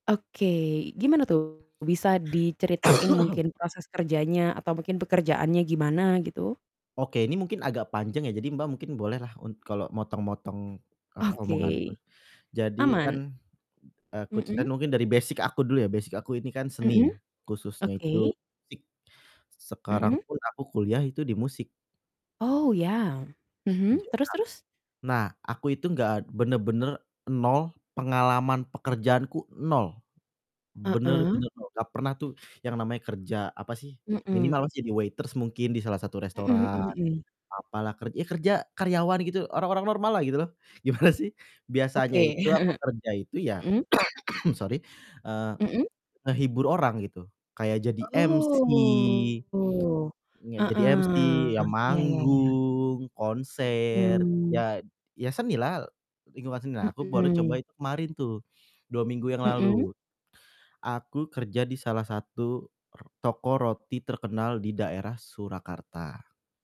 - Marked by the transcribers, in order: static; distorted speech; cough; in English: "basic"; in English: "Basic"; unintelligible speech; in English: "waiters"; other background noise; chuckle; laughing while speaking: "Gimana sih"; cough; drawn out: "Oh"; in English: "MC"; in English: "MC"
- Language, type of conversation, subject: Indonesian, unstructured, Apa hal paling mengejutkan yang kamu pelajari dari pekerjaanmu?